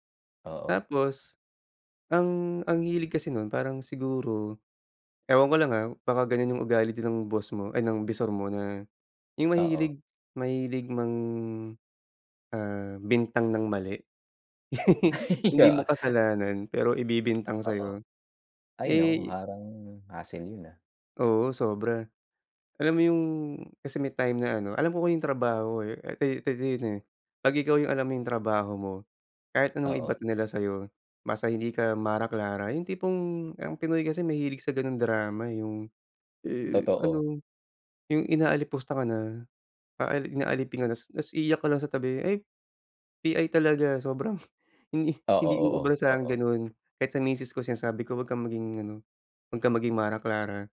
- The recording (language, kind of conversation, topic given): Filipino, unstructured, Ano ang opinyon mo tungkol sa mga trabahong may nakalalasong kapaligiran sa trabaho?
- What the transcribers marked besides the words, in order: laugh; scoff; blowing